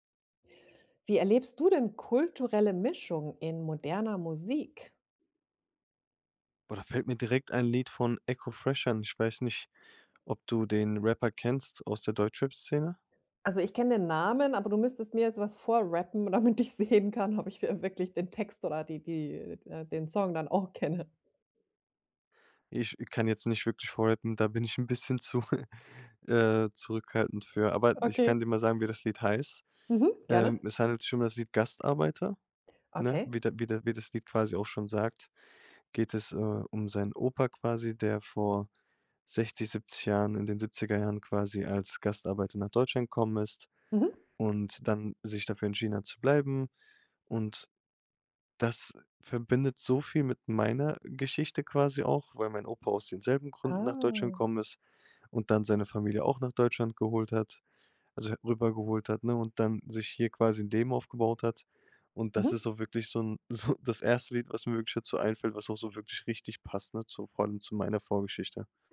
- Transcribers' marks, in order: laughing while speaking: "ich sehen"; laughing while speaking: "kenne"; chuckle; laughing while speaking: "so"
- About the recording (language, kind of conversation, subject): German, podcast, Wie nimmst du kulturelle Einflüsse in moderner Musik wahr?